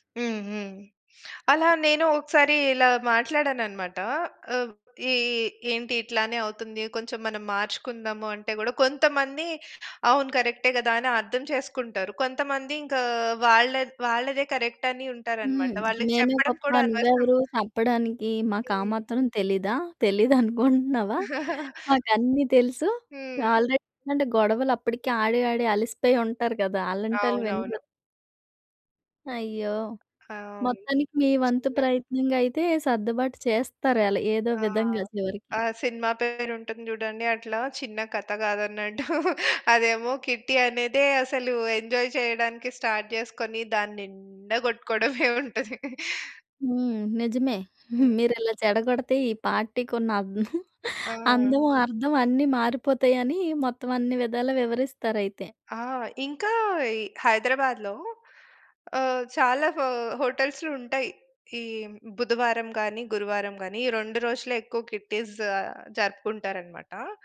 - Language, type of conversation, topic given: Telugu, podcast, స్నేహితుల గ్రూప్ చాట్‌లో మాటలు గొడవగా మారితే మీరు ఎలా స్పందిస్తారు?
- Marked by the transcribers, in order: in English: "కరెక్ట్"; tapping; giggle; chuckle; in English: "ఆల్రెడీ"; chuckle; in English: "కిట్టీ"; in English: "ఎంజాయ్"; in English: "స్టార్ట్"; chuckle; chuckle; in English: "పార్టీకి"; chuckle; in English: "కిట్టీస్"